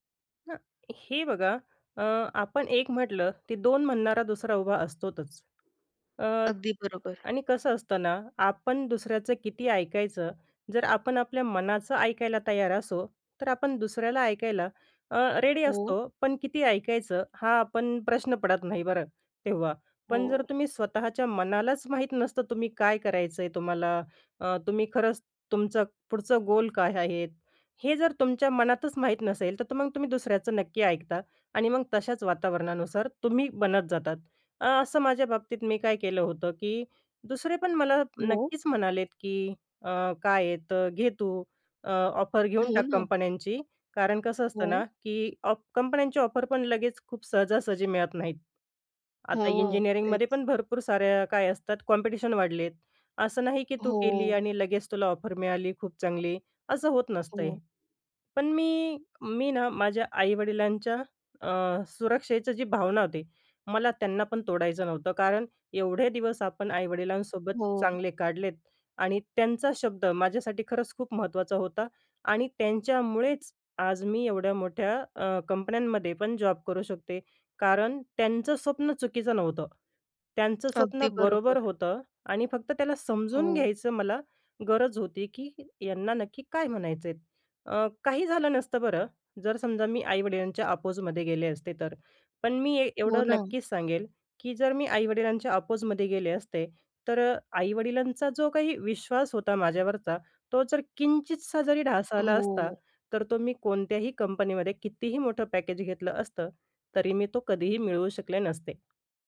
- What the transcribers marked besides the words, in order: other noise; in English: "रेडी"; in English: "गोल"; in English: "ऑफर"; in English: "ऑफर"; in English: "कॉम्पिटिशन"; in English: "ऑफर"; in English: "अपोझमध्ये"; in English: "आपोझमध्ये"; in English: "पॅकेज"
- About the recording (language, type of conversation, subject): Marathi, podcast, बाह्य अपेक्षा आणि स्वतःच्या कल्पनांमध्ये सामंजस्य कसे साधावे?